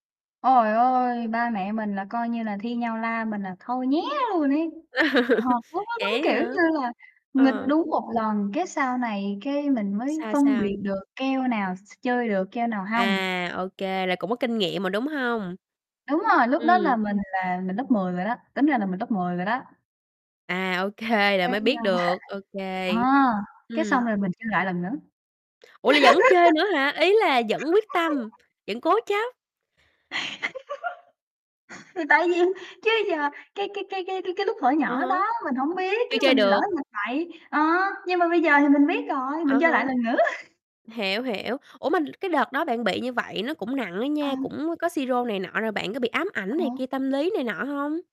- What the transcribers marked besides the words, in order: tapping; laugh; laughing while speaking: "kê"; other noise; laugh; other background noise; laugh; distorted speech; laughing while speaking: "nữa"
- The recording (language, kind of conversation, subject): Vietnamese, podcast, Bạn có còn nhớ lần tò mò lớn nhất hồi bé của mình không?